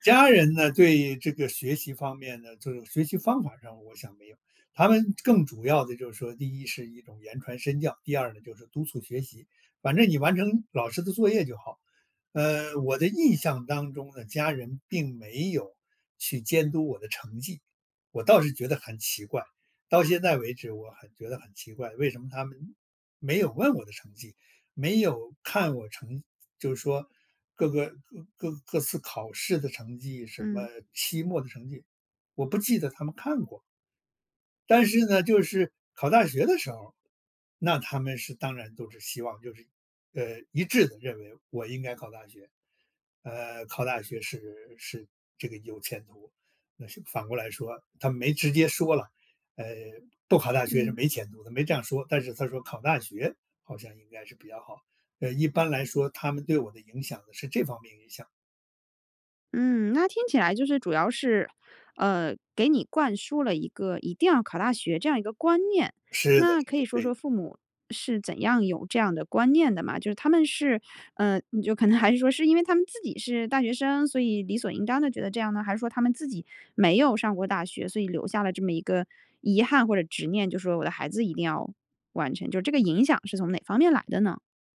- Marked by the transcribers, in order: none
- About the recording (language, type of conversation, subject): Chinese, podcast, 家人对你的学习有哪些影响？
- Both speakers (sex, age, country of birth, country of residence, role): female, 35-39, China, United States, host; male, 70-74, China, United States, guest